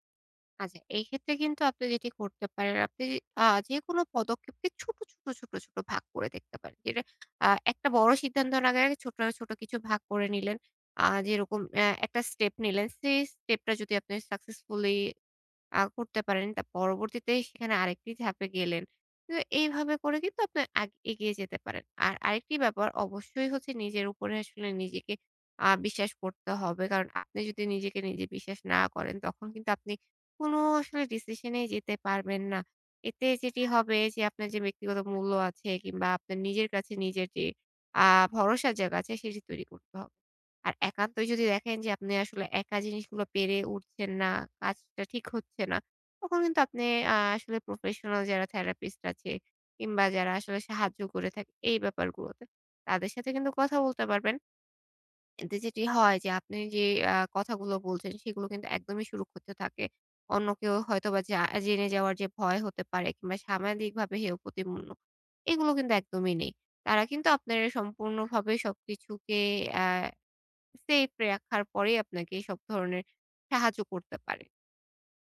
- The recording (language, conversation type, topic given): Bengali, advice, আমি কীভাবে ভবিষ্যতে অনুশোচনা কমিয়ে বড় সিদ্ধান্ত নেওয়ার প্রস্তুতি নেব?
- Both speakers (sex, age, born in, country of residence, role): female, 25-29, Bangladesh, Bangladesh, advisor; male, 20-24, Bangladesh, Bangladesh, user
- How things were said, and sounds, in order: in English: "successfully"; in English: "therapist"; "সামাজিকভাবে" said as "সামাদিকভাবে"